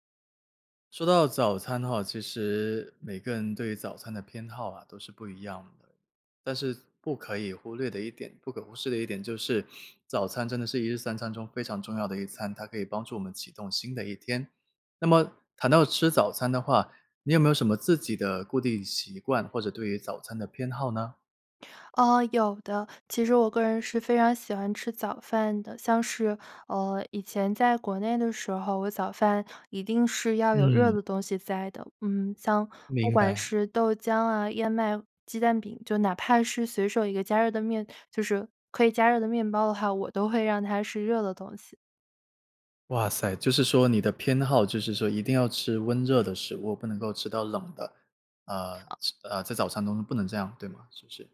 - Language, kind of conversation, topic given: Chinese, podcast, 你吃早餐时通常有哪些固定的习惯或偏好？
- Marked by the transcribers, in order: none